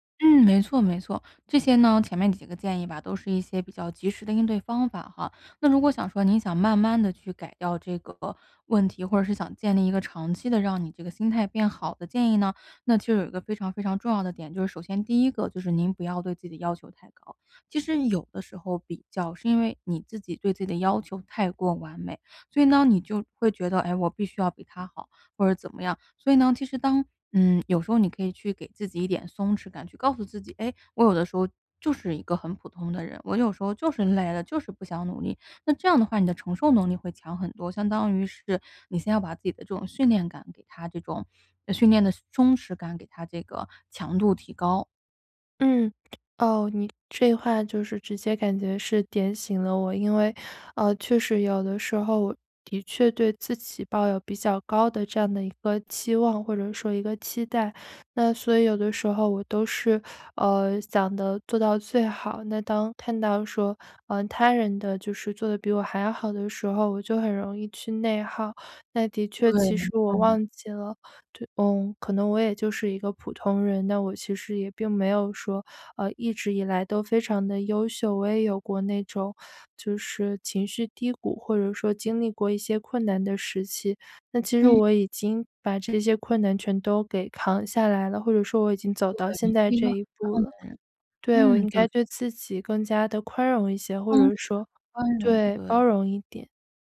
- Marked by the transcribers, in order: other background noise
- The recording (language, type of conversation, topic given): Chinese, advice, 我总是容易被消极比较影响情绪，该怎么做才能不让心情受影响？